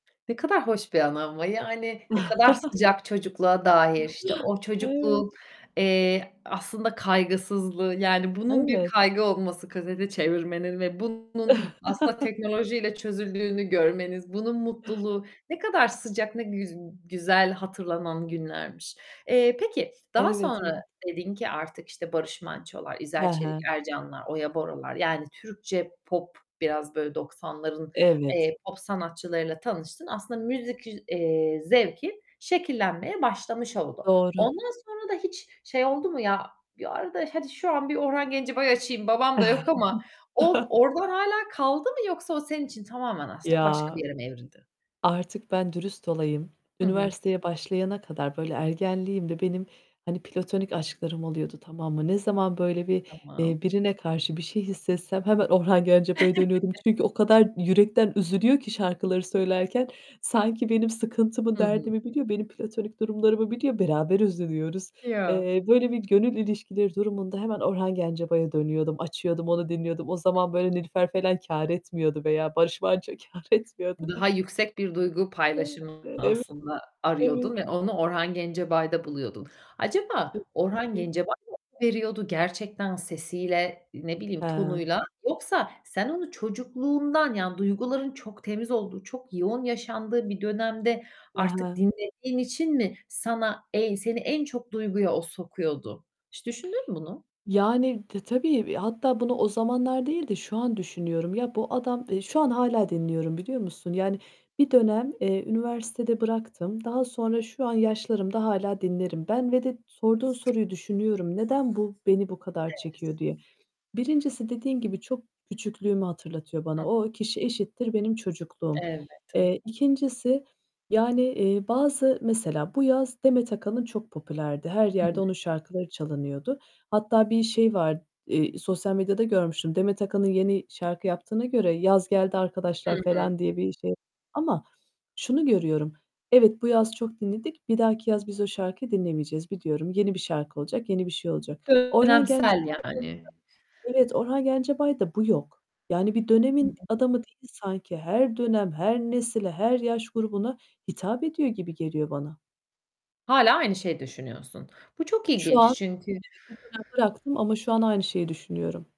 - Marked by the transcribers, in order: other background noise; chuckle; distorted speech; chuckle; static; chuckle; "artık" said as "astık"; chuckle; unintelligible speech; laughing while speaking: "kâr etmiyordu"; unintelligible speech; unintelligible speech; tapping; unintelligible speech; unintelligible speech
- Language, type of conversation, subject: Turkish, podcast, Hatırladığın en eski müzik anın ya da aklına kazınan ilk şarkı hangisiydi?